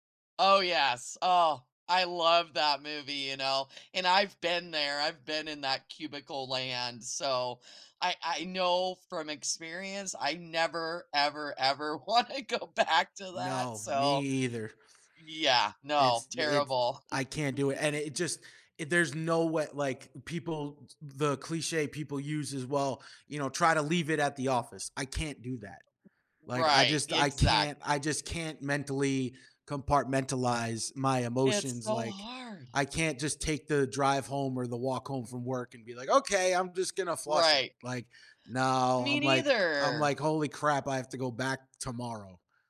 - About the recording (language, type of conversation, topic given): English, unstructured, How can couples support each other in balancing work and personal life?
- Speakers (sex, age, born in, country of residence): female, 45-49, United States, United States; male, 35-39, United States, United States
- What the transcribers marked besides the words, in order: laughing while speaking: "wanna go back"; laugh